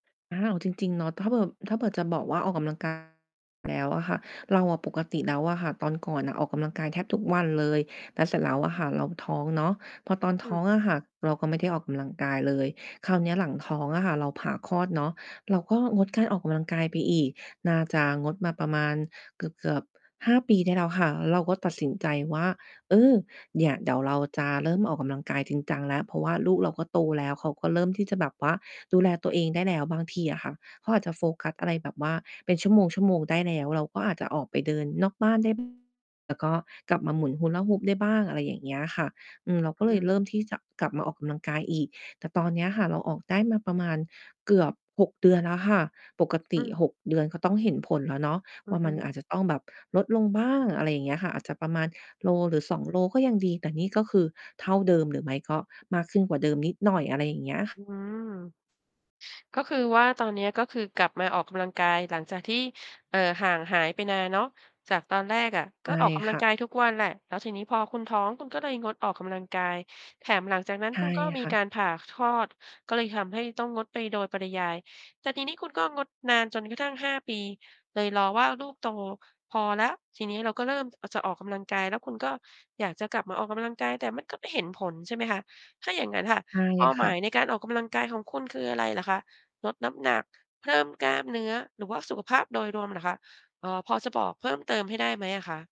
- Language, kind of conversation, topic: Thai, advice, ทำไมฉันออกกำลังกายแล้วไม่เห็นผลจนรู้สึกท้อแท้?
- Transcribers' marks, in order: distorted speech